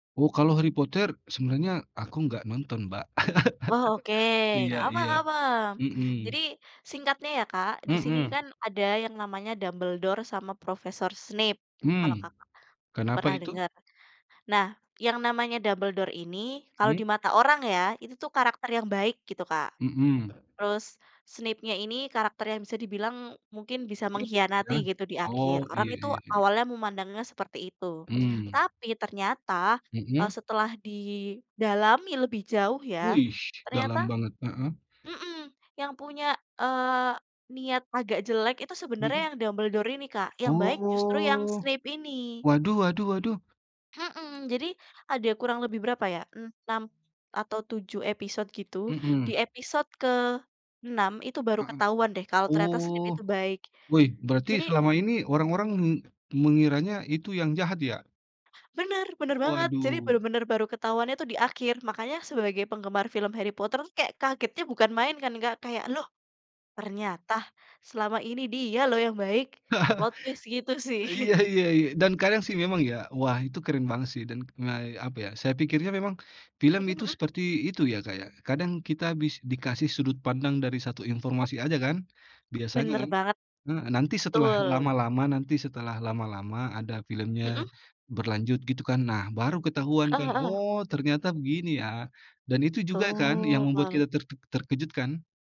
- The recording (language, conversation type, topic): Indonesian, unstructured, Apa film terakhir yang membuat kamu terkejut?
- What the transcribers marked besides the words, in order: laugh; other background noise; unintelligible speech; tapping; drawn out: "Oh"; chuckle; in English: "plot twist"; laughing while speaking: "sih"; drawn out: "Betul"